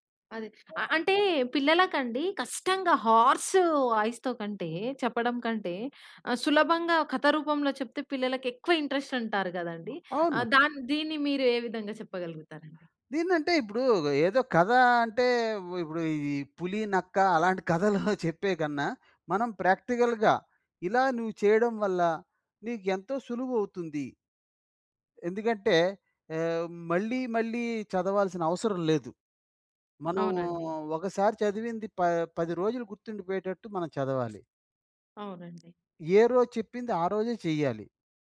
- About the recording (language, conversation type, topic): Telugu, podcast, పిల్లలకు అర్థమయ్యేలా సరళ జీవనశైలి గురించి ఎలా వివరించాలి?
- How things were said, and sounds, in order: other background noise; in English: "హార్స్ వాయిస్‌తో"; in English: "ఇంట్రెస్ట్"; chuckle; in English: "ప్రాక్టికల్‌గా"